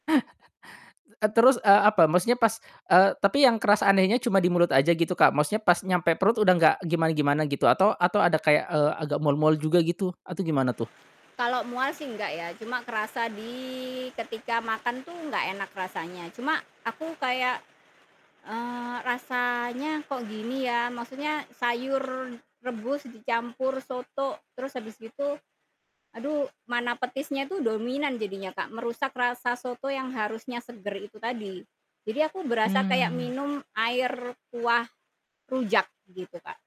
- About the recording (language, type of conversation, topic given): Indonesian, podcast, Ceritakan pengalaman Anda saat mencoba makanan lokal yang membuat Anda kaget?
- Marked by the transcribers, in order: chuckle; static